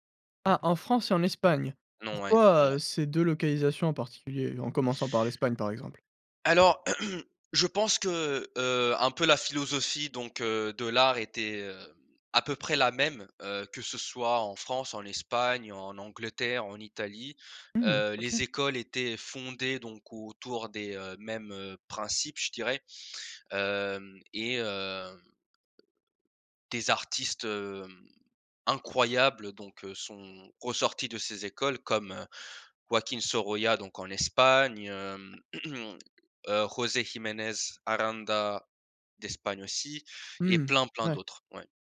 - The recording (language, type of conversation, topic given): French, podcast, Comment trouves-tu l’inspiration pour créer quelque chose de nouveau ?
- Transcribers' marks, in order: throat clearing; drawn out: "hem"; throat clearing